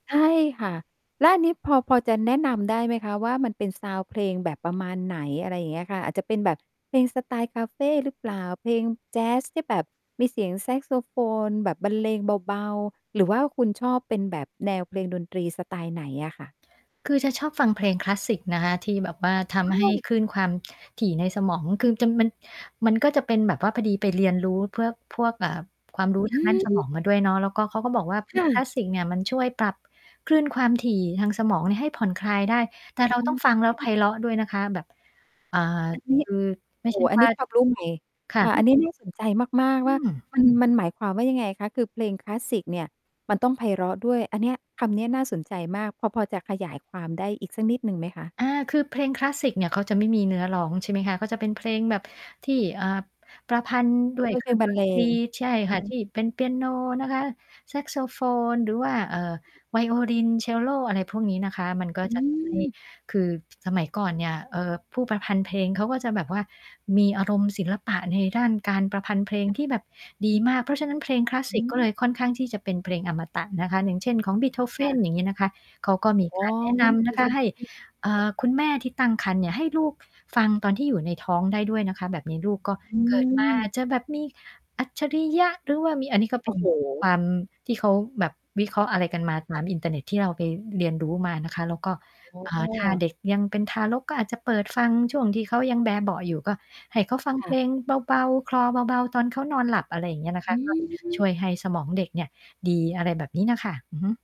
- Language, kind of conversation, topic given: Thai, podcast, เพลงไหนที่คุณรู้สึกว่าเป็นเพลงประกอบชีวิตของคุณในตอนนี้?
- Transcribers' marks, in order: in English: "ซาวนด์"; static; distorted speech; mechanical hum; other background noise; tapping